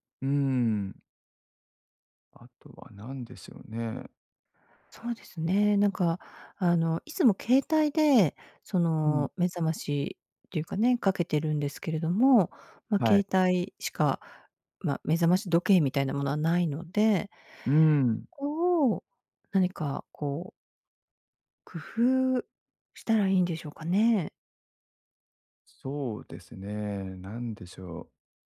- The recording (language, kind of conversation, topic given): Japanese, advice, 短時間の昼寝で疲れを早く取るにはどうすればよいですか？
- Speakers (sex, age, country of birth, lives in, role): female, 55-59, Japan, United States, user; male, 40-44, Japan, Japan, advisor
- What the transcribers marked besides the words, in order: none